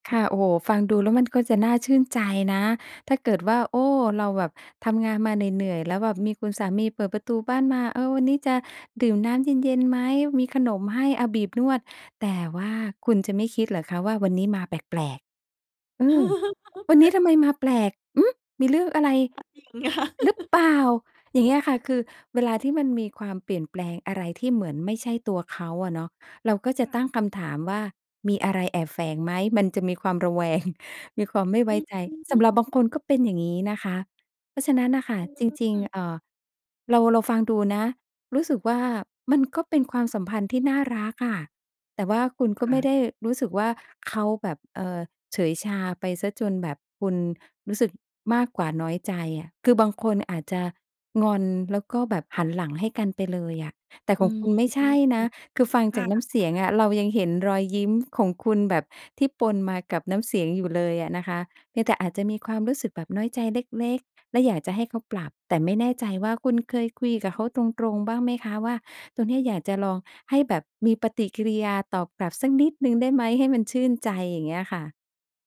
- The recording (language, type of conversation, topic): Thai, advice, ฉันควรรักษาสมดุลระหว่างความเป็นตัวเองกับคนรักอย่างไรเพื่อให้ความสัมพันธ์มั่นคง?
- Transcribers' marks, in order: chuckle; surprised: "วันนี้ทำไมมาแปลก อืม ! มีเรื่องอะไร อ หรือเปล่า ?"; joyful: "ก็จริงค่ะ"; giggle; chuckle